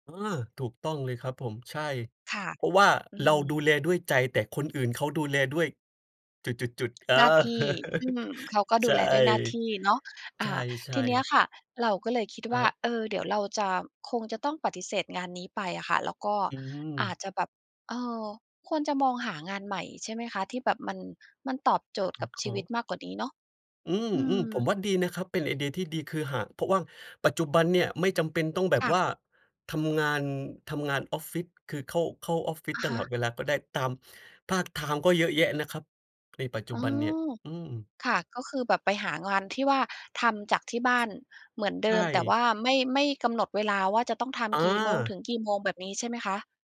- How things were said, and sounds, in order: laugh
- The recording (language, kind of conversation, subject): Thai, advice, จะต่อรองเงื่อนไขสัญญาหรือข้อเสนองานอย่างไรให้ได้ผล?